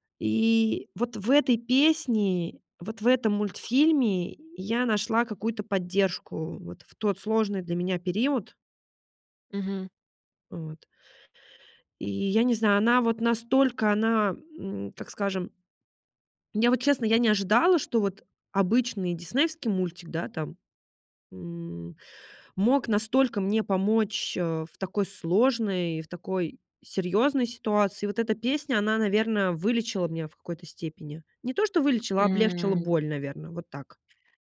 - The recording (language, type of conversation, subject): Russian, podcast, Какая песня заставляет тебя плакать и почему?
- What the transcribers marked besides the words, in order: none